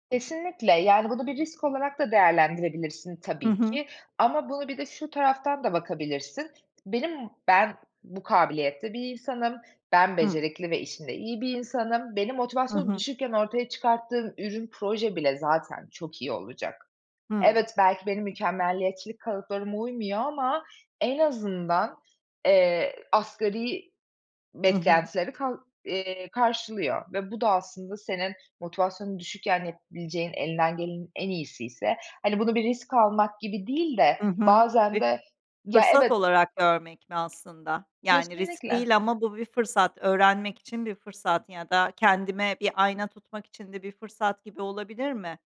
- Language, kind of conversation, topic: Turkish, advice, Mükemmeliyetçilik yüzünden hedeflerini neden tamamlayamıyorsun?
- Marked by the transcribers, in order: unintelligible speech